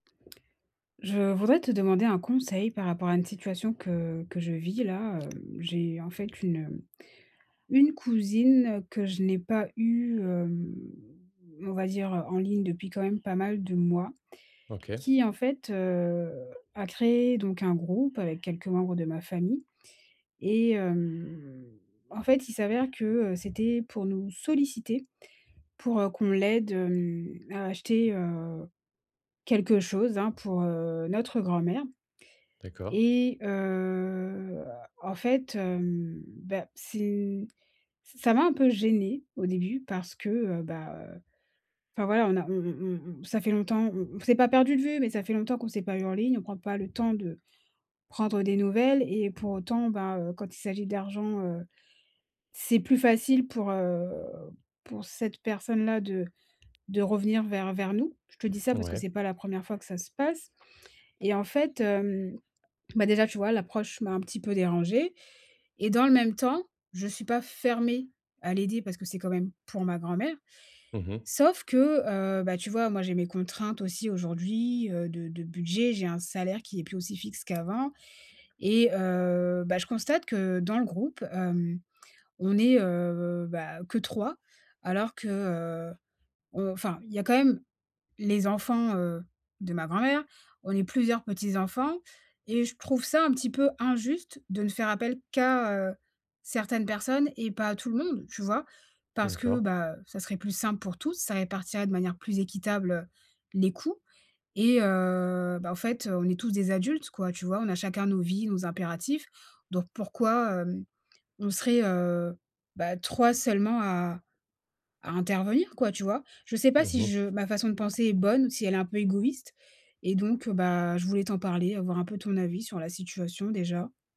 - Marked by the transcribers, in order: tapping; drawn out: "hem"; drawn out: "heu"; other background noise; drawn out: "heu"
- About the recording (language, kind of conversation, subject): French, advice, Comment demander une contribution équitable aux dépenses partagées ?